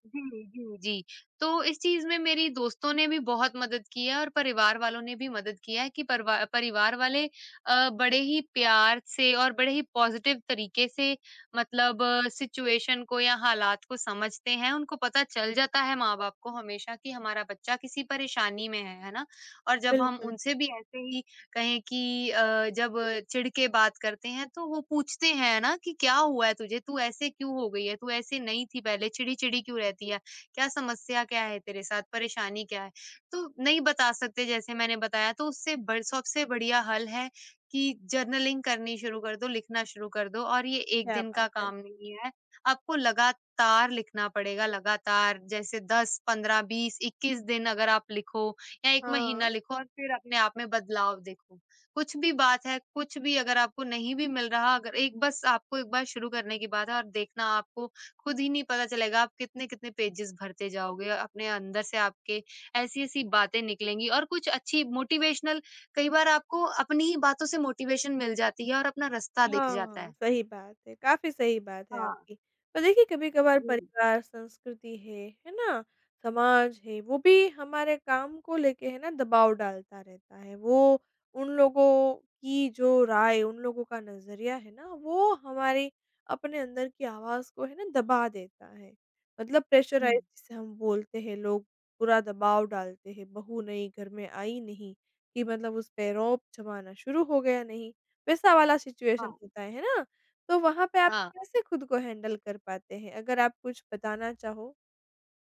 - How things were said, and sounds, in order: in English: "पॉज़िटिव"; in English: "सिचुएशन"; in English: "जर्नलिंग"; in English: "पेज़ेज़"; in English: "मोटिवेशनल"; in English: "मोटिवेशन"; in English: "प्रेशराइज"; in English: "सिचुएशन"; in English: "हैंडल"
- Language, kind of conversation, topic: Hindi, podcast, अंदर की आवाज़ को ज़्यादा साफ़ और मज़बूत बनाने के लिए आप क्या करते हैं?